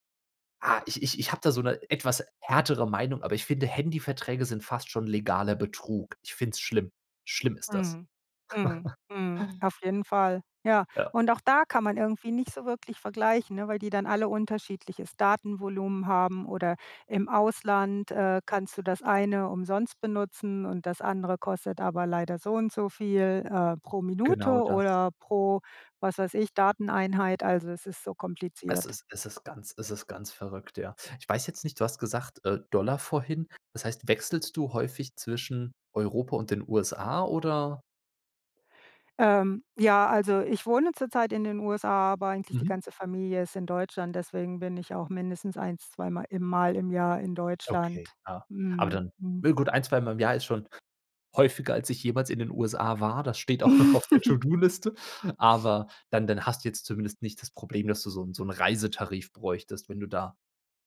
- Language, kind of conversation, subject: German, unstructured, Was denkst du über die steigenden Preise im Alltag?
- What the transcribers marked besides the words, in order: laugh; laughing while speaking: "auch noch auf der"; giggle